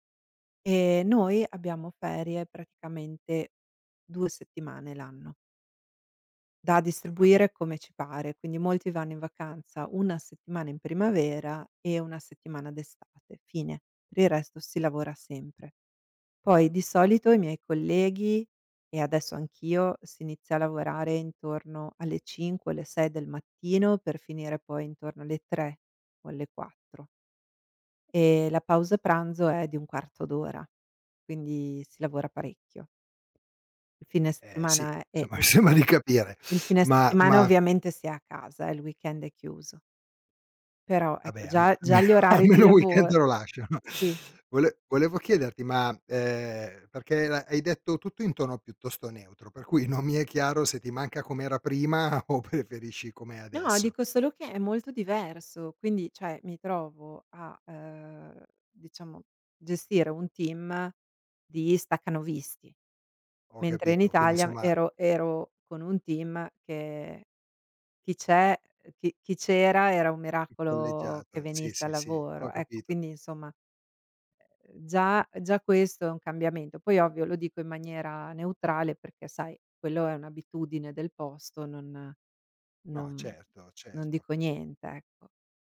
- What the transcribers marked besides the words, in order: laughing while speaking: "sembra di capire"; laughing while speaking: "almeno almeno un weekend te lo lasciano"; teeth sucking; laughing while speaking: "non mi è"; laughing while speaking: "o preferisci"; in English: "team"; in English: "team"
- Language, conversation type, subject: Italian, advice, Come descriveresti il tuo nuovo lavoro in un’azienda con una cultura diversa?